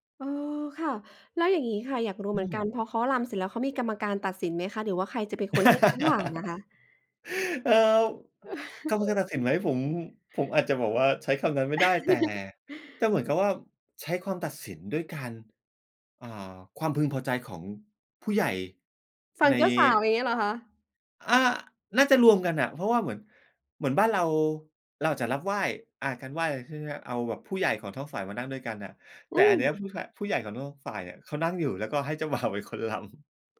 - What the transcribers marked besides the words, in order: laugh; unintelligible speech; chuckle; laugh; tapping; laughing while speaking: "บ่าว"; laughing while speaking: "รำ"
- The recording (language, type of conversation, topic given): Thai, podcast, เคยไปร่วมพิธีท้องถิ่นไหม และรู้สึกอย่างไรบ้าง?